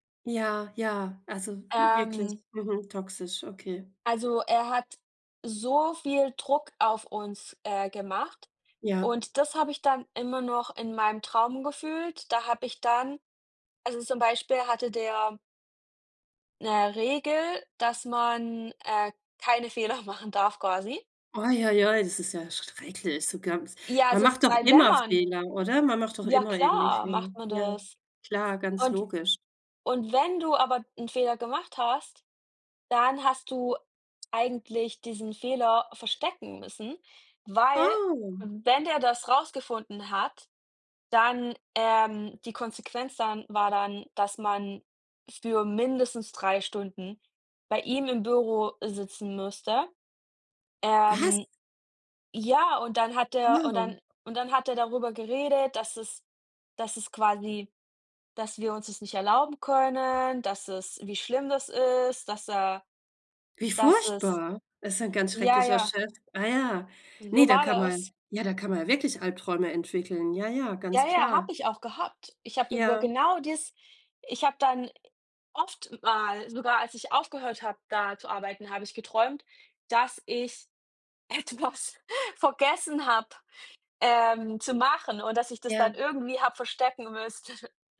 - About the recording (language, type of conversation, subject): German, unstructured, Was fasziniert dich am meisten an Träumen, die sich so real anfühlen?
- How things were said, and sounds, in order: laughing while speaking: "Fehler"; put-on voice: "schrecklich"; surprised: "Oh"; surprised: "Was?"; put-on voice: "Wie furchtbar"; laughing while speaking: "etwas"; laughing while speaking: "müsste"